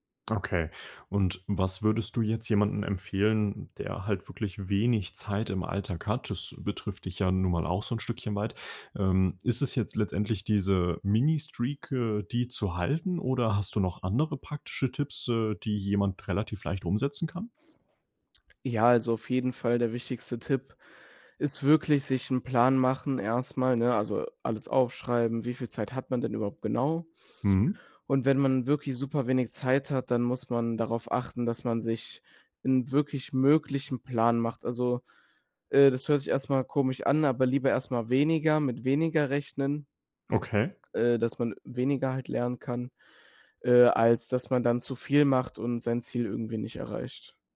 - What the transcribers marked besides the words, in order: in English: "Streak"; other background noise
- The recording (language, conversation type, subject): German, podcast, Wie findest du im Alltag Zeit zum Lernen?